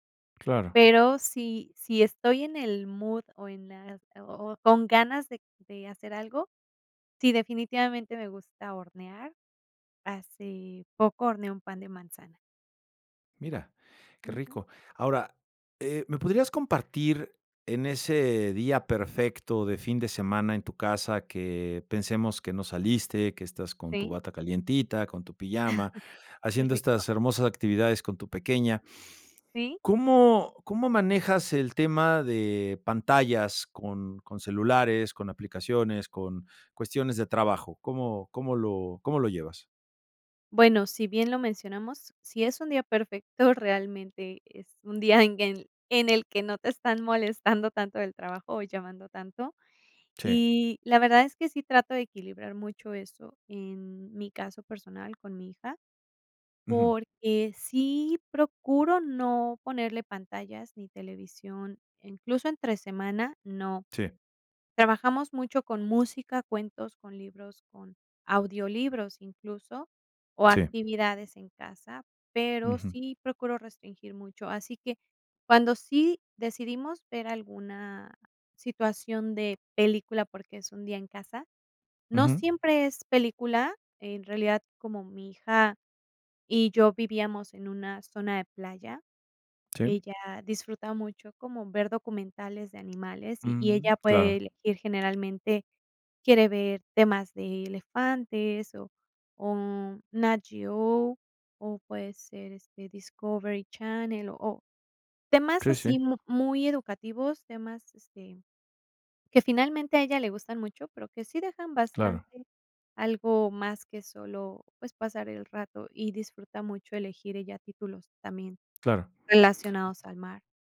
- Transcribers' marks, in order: giggle; other background noise; tapping
- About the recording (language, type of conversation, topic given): Spanish, podcast, ¿Cómo sería tu día perfecto en casa durante un fin de semana?